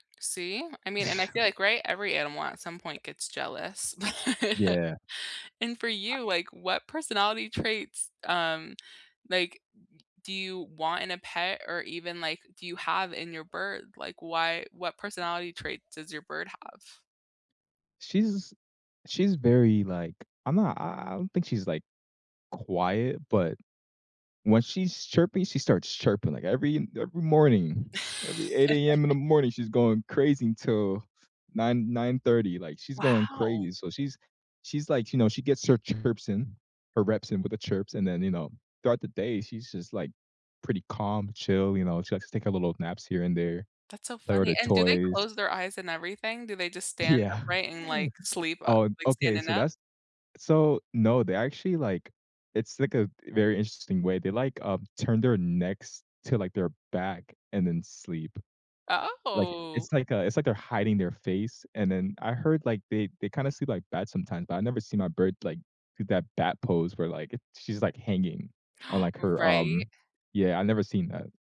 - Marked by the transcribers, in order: chuckle; laugh; laugh; laughing while speaking: "Yeah"; drawn out: "Oh"; gasp
- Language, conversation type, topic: English, unstructured, What kind of pet would fit your life best right now?